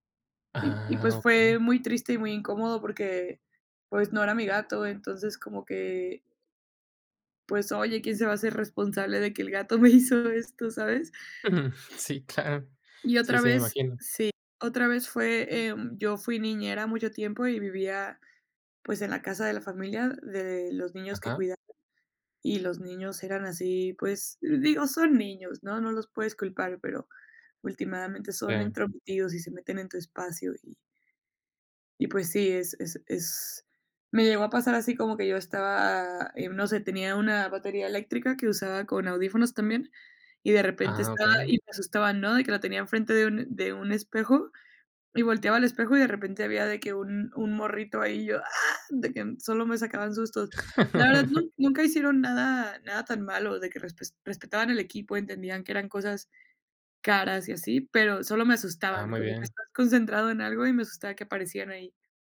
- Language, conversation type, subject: Spanish, podcast, ¿Qué límites pones para proteger tu espacio creativo?
- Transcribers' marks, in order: laughing while speaking: "me hizo"; laughing while speaking: "Sí, claro"; sniff; other background noise; chuckle